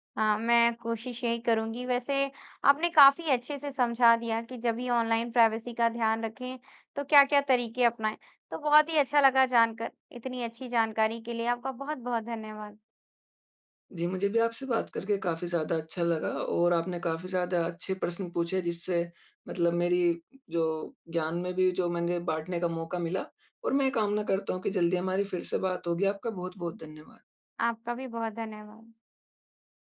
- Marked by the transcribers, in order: in English: "प्राइवेसी"
- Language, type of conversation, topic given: Hindi, podcast, ऑनलाइन निजता का ध्यान रखने के आपके तरीके क्या हैं?